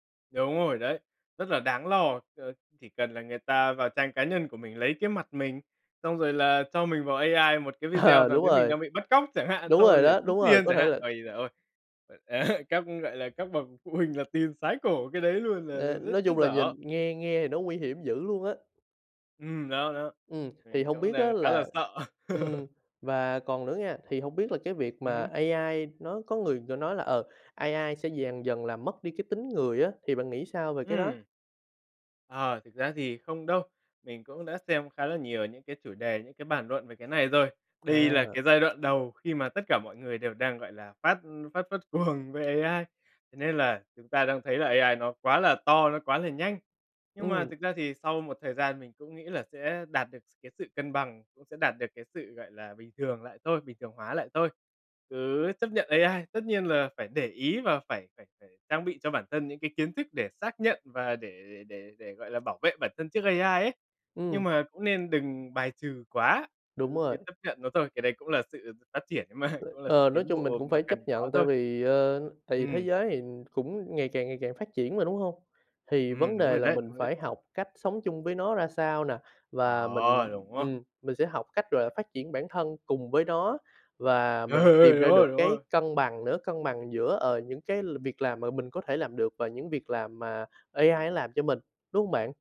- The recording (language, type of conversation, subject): Vietnamese, podcast, Bạn nghĩ trí tuệ nhân tạo đang tác động như thế nào đến đời sống hằng ngày của chúng ta?
- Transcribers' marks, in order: laughing while speaking: "Ờ"; laugh; tapping; laugh; "dần" said as "dèng"; laughing while speaking: "cuồng"; laughing while speaking: "mà"; other noise; other background noise; laughing while speaking: "Ừ, ừ"